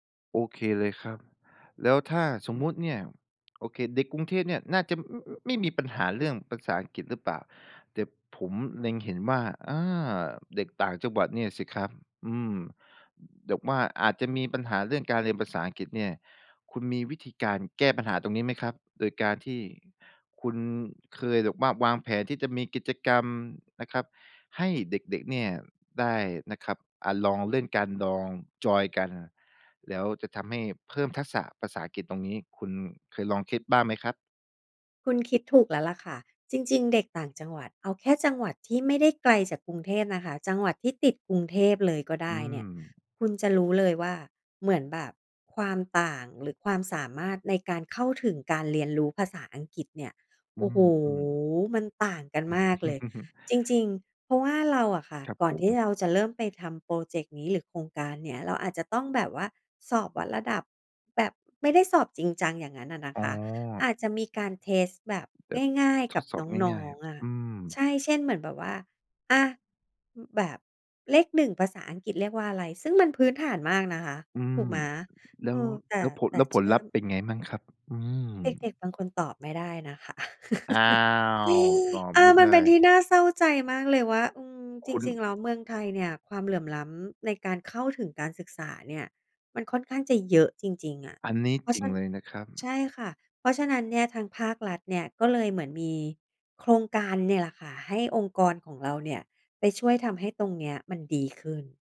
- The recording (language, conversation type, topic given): Thai, podcast, คุณอยากให้เด็ก ๆ สนุกกับการเรียนได้อย่างไรบ้าง?
- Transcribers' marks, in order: chuckle; other background noise; laugh; other noise